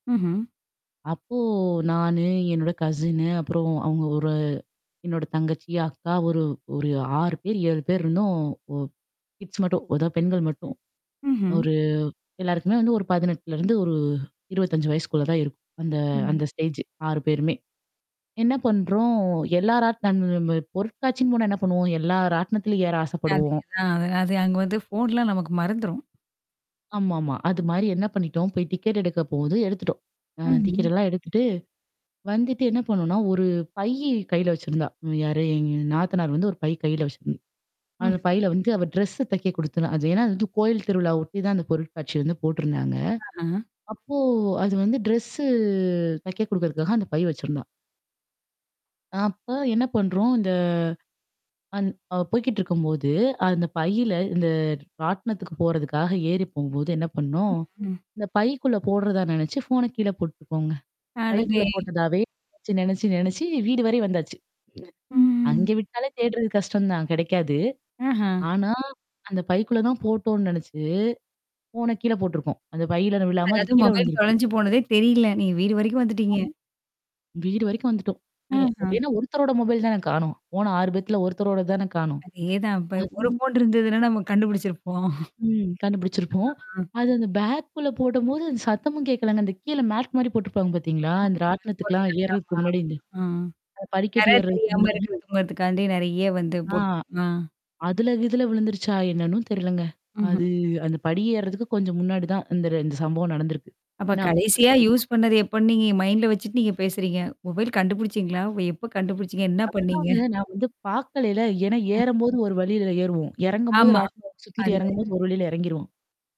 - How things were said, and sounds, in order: in English: "கசின்னு"; in English: "கிட்ஸ்"; in English: "ஸ்டேஜ்"; distorted speech; "ராட்னம்" said as "ராட்னம்னம்"; "வச்சிருந்தா" said as "வச்சிருந்"; unintelligible speech; other noise; drawn out: "ம்"; chuckle; in English: "மேட்"; unintelligible speech; static; in English: "யூஸ்"; in English: "மைண்ட்ல"
- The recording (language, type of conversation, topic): Tamil, podcast, கைபேசி இல்லாமல் வழிதவறி விட்டால் நீங்கள் என்ன செய்வீர்கள்?